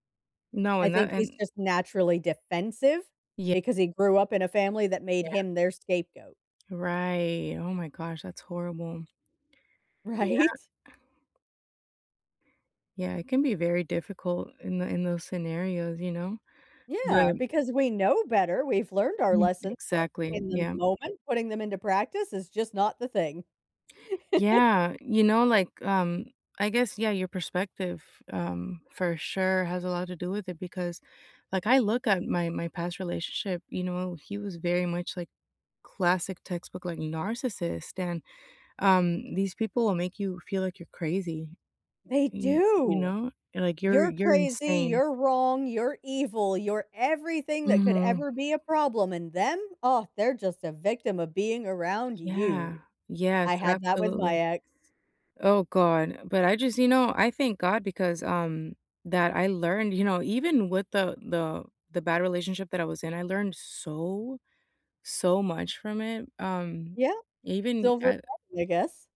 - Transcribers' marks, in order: laughing while speaking: "Right?"; chuckle; other background noise; laughing while speaking: "you know"; unintelligible speech
- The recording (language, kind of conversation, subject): English, unstructured, What lessons can we learn from past mistakes?